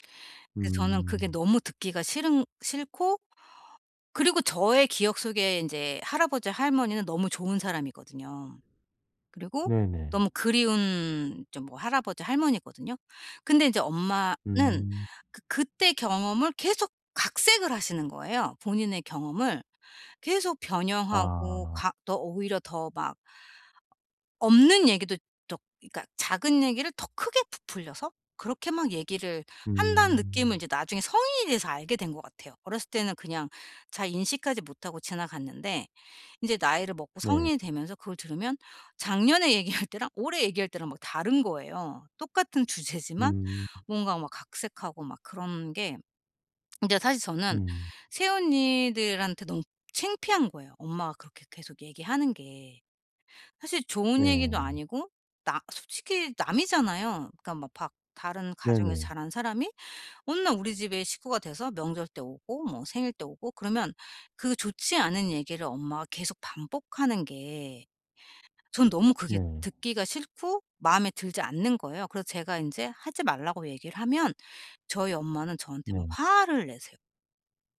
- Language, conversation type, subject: Korean, advice, 가족 간에 같은 의사소통 문제가 왜 계속 반복될까요?
- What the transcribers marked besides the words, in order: laughing while speaking: "얘기할 때랑"